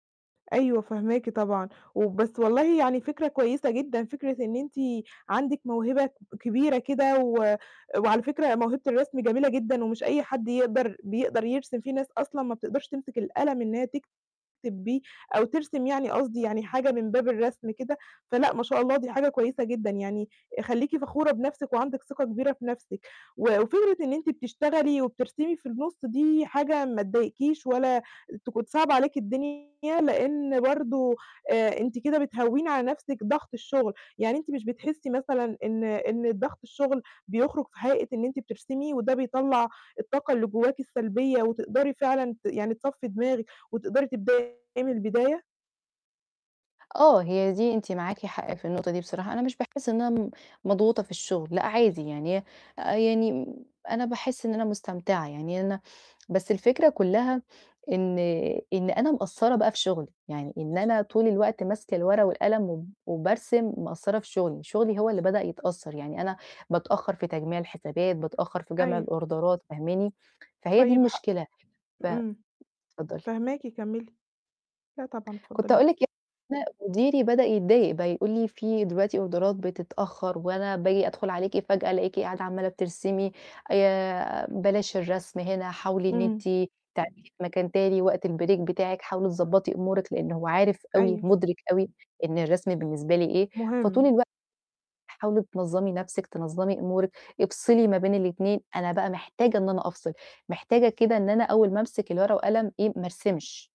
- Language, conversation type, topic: Arabic, advice, إزاي أقدر أوازن بين التزاماتي اليومية زي الشغل أو الدراسة وهواياتي الشخصية؟
- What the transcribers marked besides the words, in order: distorted speech; mechanical hum; other background noise; in English: "الأوردرات"; tapping; in English: "أوردرات"; in English: "الBreak"